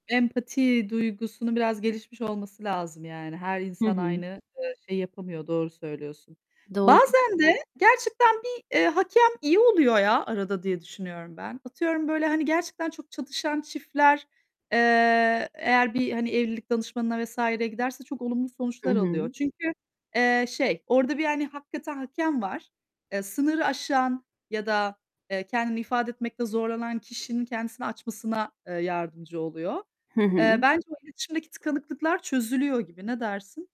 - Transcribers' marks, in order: other background noise; static; distorted speech; tapping
- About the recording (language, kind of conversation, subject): Turkish, unstructured, Eşler arasındaki iletişimde açık ve dürüst olmanın önemi nedir?